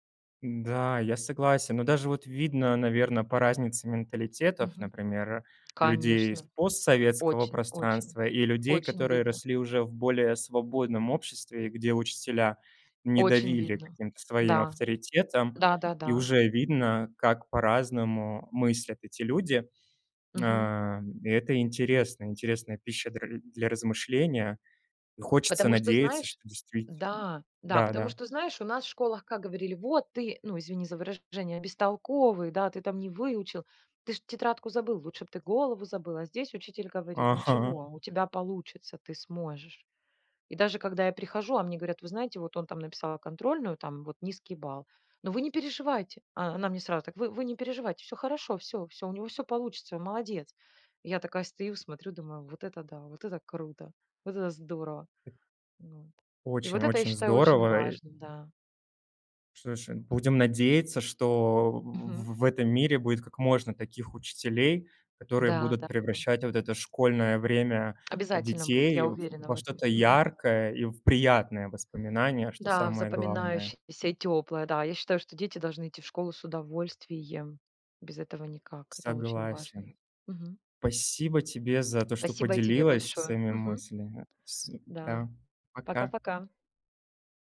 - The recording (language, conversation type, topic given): Russian, podcast, Какое твое самое яркое школьное воспоминание?
- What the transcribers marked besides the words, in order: other background noise; laughing while speaking: "Ага"; tapping